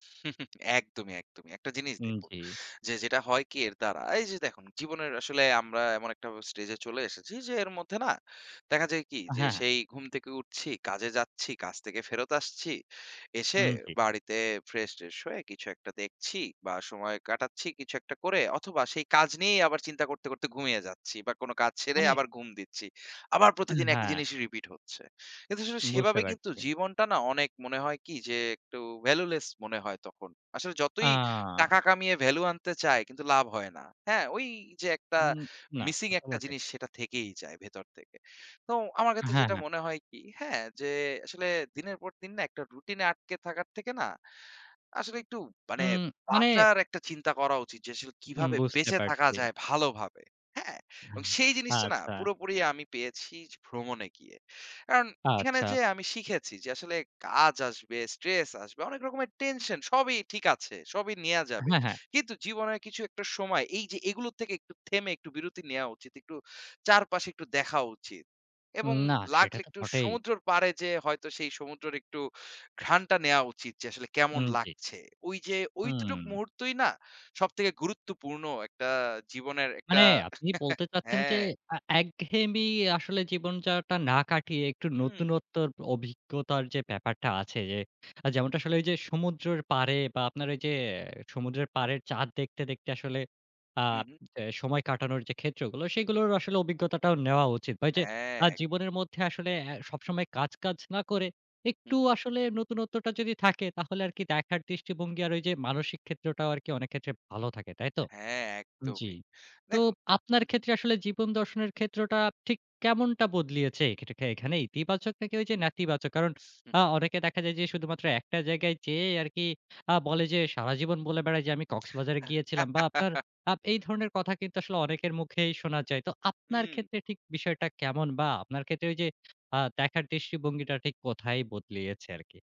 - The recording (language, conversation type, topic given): Bengali, podcast, ভ্রমণের ফলে তোমার জীবনদর্শন কীভাবে বদলেছে?
- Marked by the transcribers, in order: chuckle; other background noise; in English: "repeat"; in English: "valueless"; in English: "value"; "আচ্ছা" said as "আচ্চা"; in English: "stress"; "ঐটুকুই" said as "ঐতুটুক"; chuckle; "জীবনযাপনটা" said as "জীবনজাটা"; chuckle; laugh